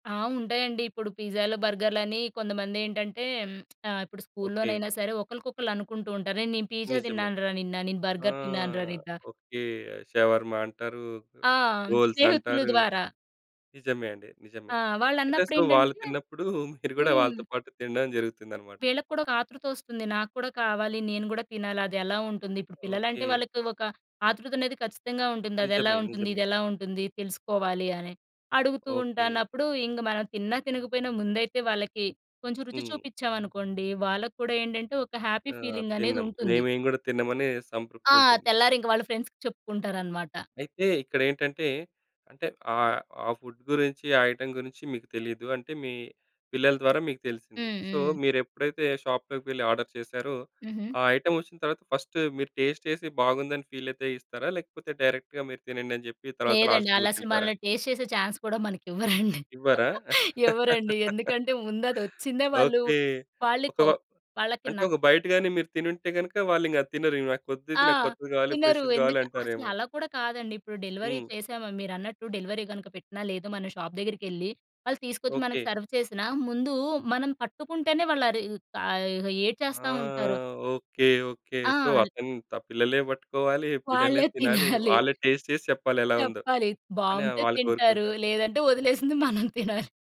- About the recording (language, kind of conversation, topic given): Telugu, podcast, భోజనం సమయంలో కుటుంబ సభ్యులు ఫోన్ చూస్తూ ఉండే అలవాటును మీరు ఎలా తగ్గిస్తారు?
- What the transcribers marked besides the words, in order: tapping; giggle; in English: "హ్యాపీ"; in English: "ఫ్రెండ్స్‌కి"; in English: "ఫుడ్"; in English: "ఐటెమ్"; in English: "సో"; in English: "ఆర్డర్"; in English: "ఫస్ట్"; in English: "టేస్ట్"; in English: "డైరెక్ట్‌గా"; in English: "లాస్ట్‌లో"; in English: "టేస్ట్"; in English: "చాన్స్"; laugh; chuckle; in English: "బైట్"; in English: "ఫ్రెష్‌ది"; in English: "డెలివరీ"; in English: "డెలివరీ"; in English: "సర్వ్"; in English: "సో"; in English: "టేస్ట్"; chuckle; other background noise; laughing while speaking: "వదిలేసింది మనం తినాలి"